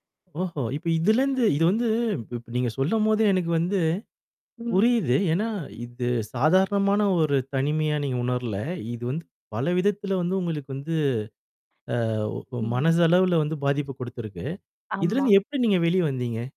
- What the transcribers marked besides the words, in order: static; tapping
- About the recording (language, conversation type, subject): Tamil, podcast, நீங்கள் தனிமையாக உணர்ந்தபோது முதலில் என்ன செய்தீர்கள் என்று சொல்ல முடியுமா?